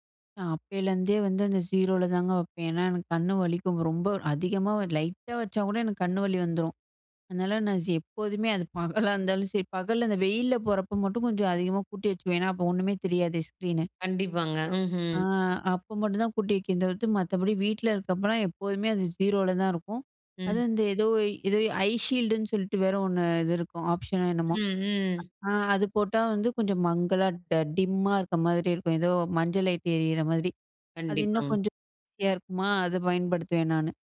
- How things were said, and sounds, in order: "வச்சுக்குவேன்" said as "வச்சுவேன்"; other noise; in English: "ஐ ஷீல்டுன்னு"; in English: "ஆப்ஷன்"
- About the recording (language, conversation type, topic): Tamil, podcast, உங்கள் தினசரி திரை நேரத்தை நீங்கள் எப்படி நிர்வகிக்கிறீர்கள்?